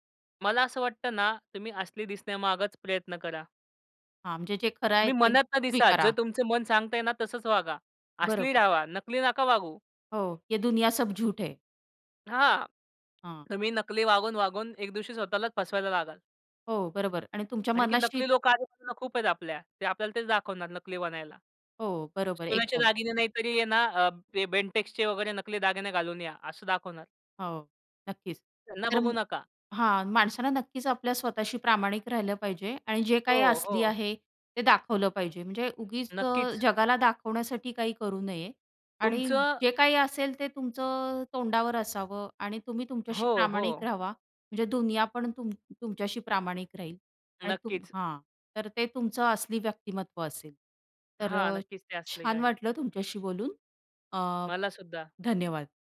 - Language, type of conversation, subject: Marathi, podcast, तुमच्यासाठी अस्सल दिसणे म्हणजे काय?
- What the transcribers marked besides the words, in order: in Hindi: "ये दुनिया सब झूठ है"; tapping; other background noise